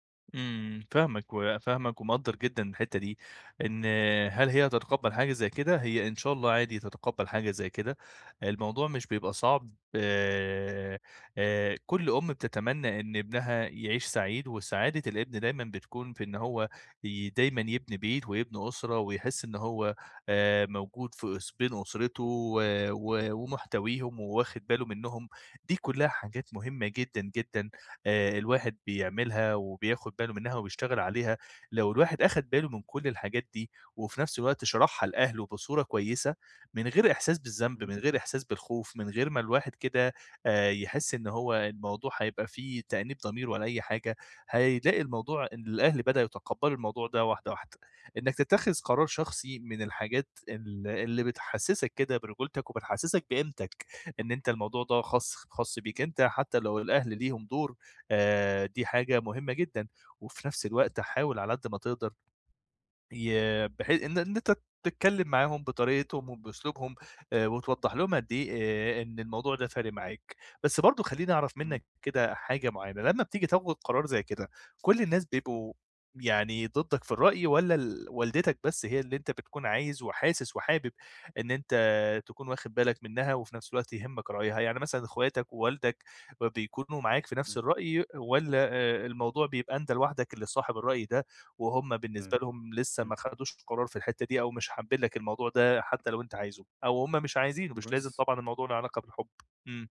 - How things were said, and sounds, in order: tapping; unintelligible speech
- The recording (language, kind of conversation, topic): Arabic, advice, إزاي آخد قرار شخصي مهم رغم إني حاسس إني ملزوم قدام عيلتي؟